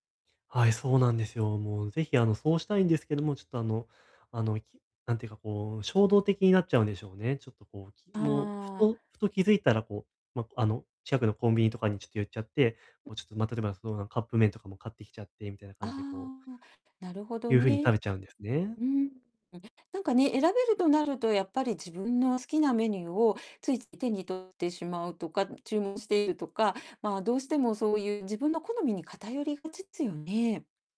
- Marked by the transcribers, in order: distorted speech; tapping; other noise
- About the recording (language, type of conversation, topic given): Japanese, advice, 間食が多くて困っているのですが、どうすれば健康的に間食を管理できますか？